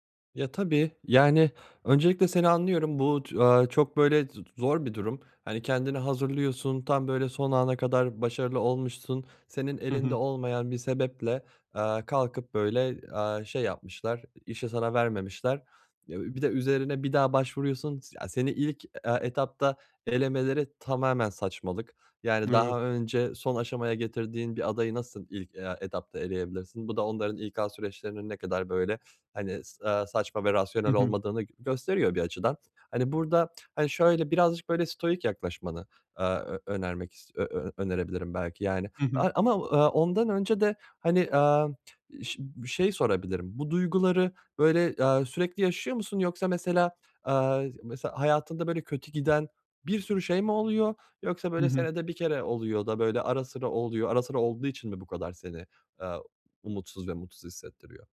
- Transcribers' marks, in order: in English: "stoic"
- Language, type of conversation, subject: Turkish, advice, Beklentilerim yıkıldıktan sonra yeni hedeflerimi nasıl belirleyebilirim?